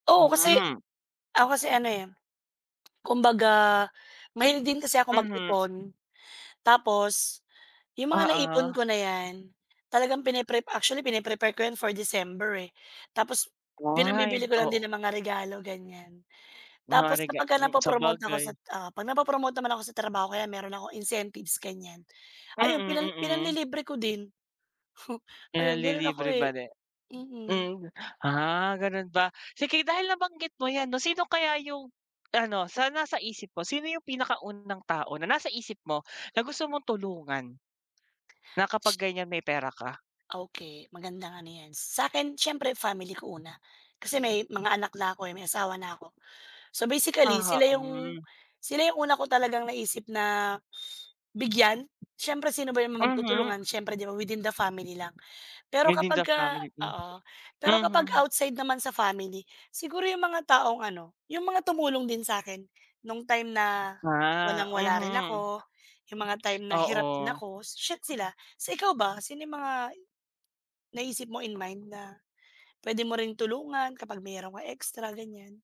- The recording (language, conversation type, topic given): Filipino, unstructured, Sino ang unang taong gusto mong tulungan kapag nagkaroon ka ng pera?
- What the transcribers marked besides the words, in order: other background noise